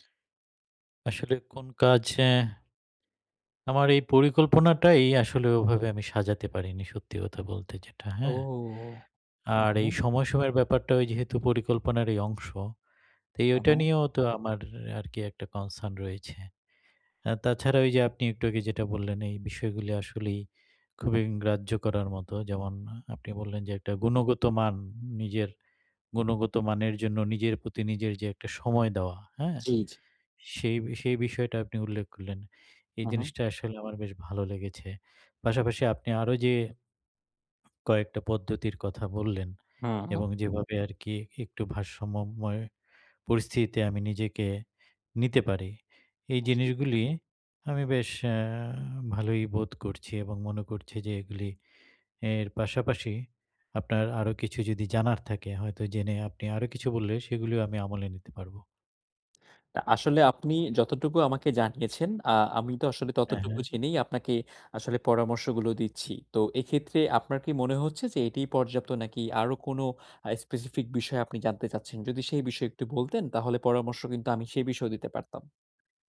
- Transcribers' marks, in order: tapping; drawn out: "ও"; in English: "specific"
- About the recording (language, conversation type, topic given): Bengali, advice, সামাজিকতা এবং একাকীত্বের মধ্যে কীভাবে সঠিক ভারসাম্য বজায় রাখব?